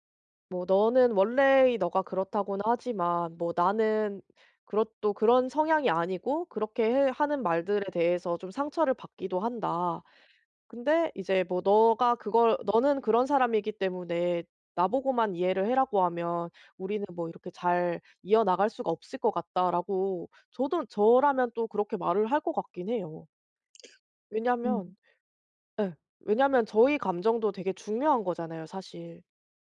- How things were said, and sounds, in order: other background noise
- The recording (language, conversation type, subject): Korean, advice, 감정을 더 솔직하게 표현하는 방법은 무엇인가요?